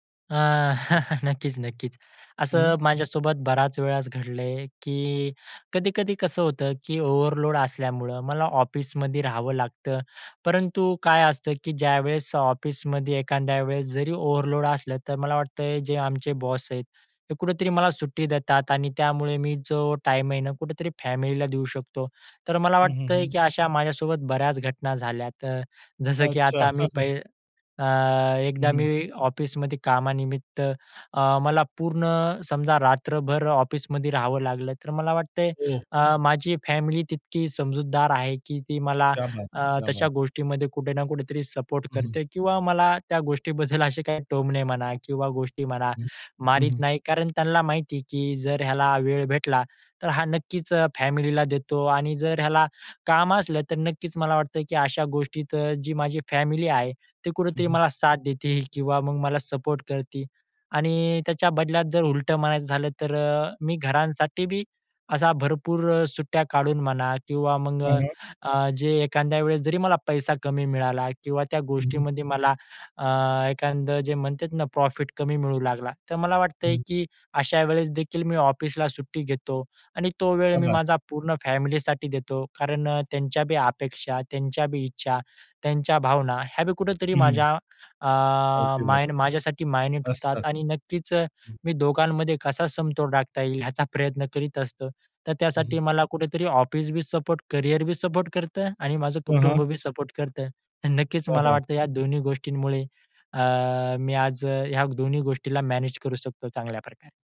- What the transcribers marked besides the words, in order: chuckle; in English: "ओव्हरलोड"; in English: "ओव्हरलोड"; tapping; other background noise; in Hindi: "क्या बात है, क्या बात"; laughing while speaking: "असे काय"; unintelligible speech; in Hindi: "क्या बात"; in Hindi: "क्या बात है"
- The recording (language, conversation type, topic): Marathi, podcast, कुटुंब आणि करिअरमध्ये प्राधान्य कसे ठरवता?